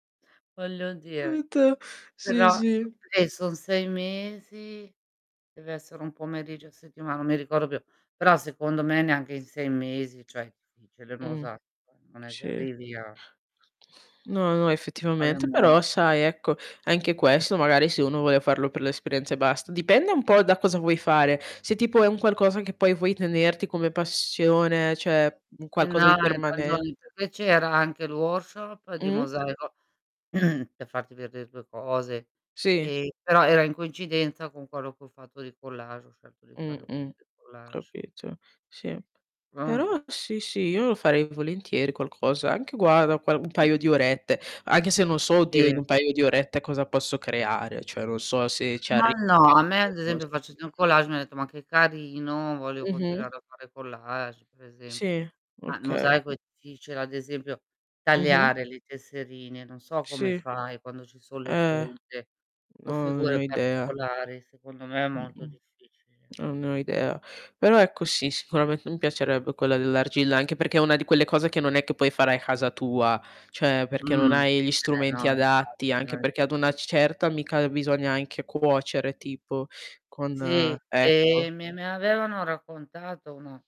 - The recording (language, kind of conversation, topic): Italian, unstructured, Quale abilità ti piacerebbe imparare quest’anno?
- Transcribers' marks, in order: distorted speech; unintelligible speech; tapping; "ricordo" said as "ricoro"; unintelligible speech; static; in English: "workshop"; throat clearing; unintelligible speech; other background noise; "guarda" said as "guara"; unintelligible speech; "casa" said as "hasa"; "cioè" said as "ceh"; unintelligible speech